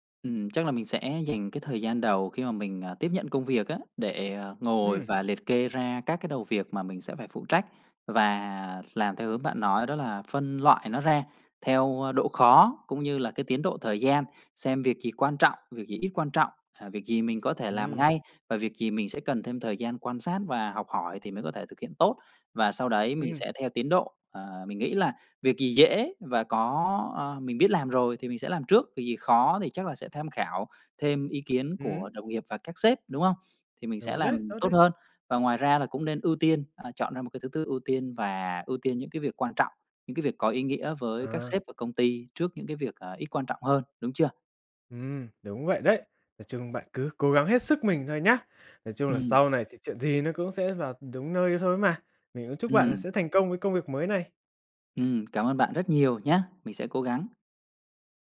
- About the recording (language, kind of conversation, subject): Vietnamese, advice, Làm sao để vượt qua nỗi e ngại thử điều mới vì sợ mình không giỏi?
- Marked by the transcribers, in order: other background noise